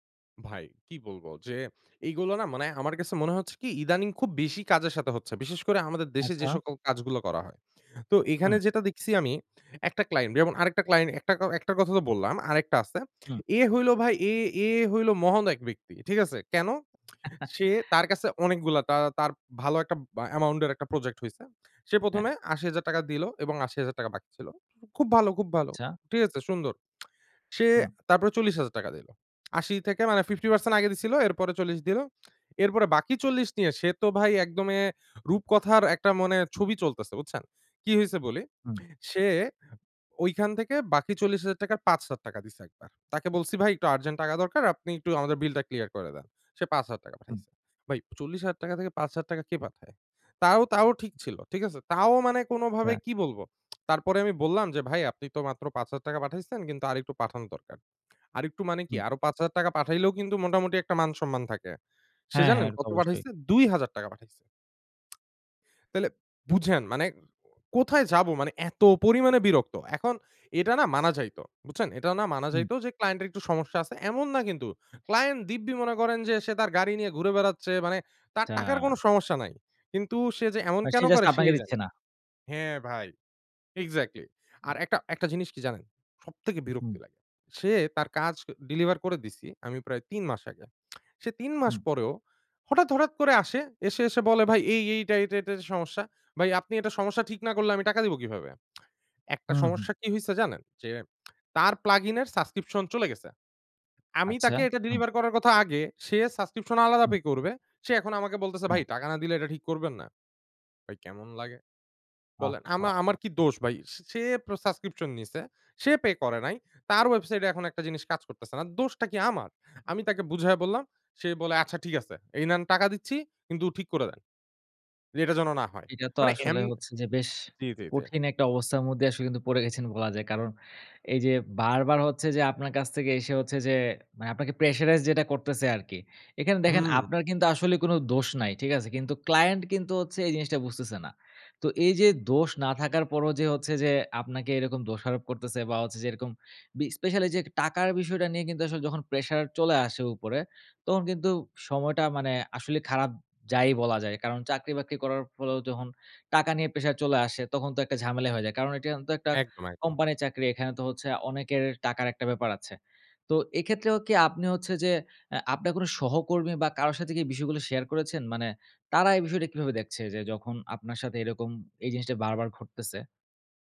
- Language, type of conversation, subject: Bengali, advice, হঠাৎ জরুরি কাজ এসে আপনার ব্যবস্থাপনা ও পরিকল্পনা কীভাবে বিঘ্নিত হয়?
- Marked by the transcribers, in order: lip smack; laugh; tsk; tongue click; tongue click; tapping; lip smack; lip smack; lip smack; in English: "plug-in"; put-on voice: "আচ্ছা ঠিক আছে। এই নেন … যেন না হয়"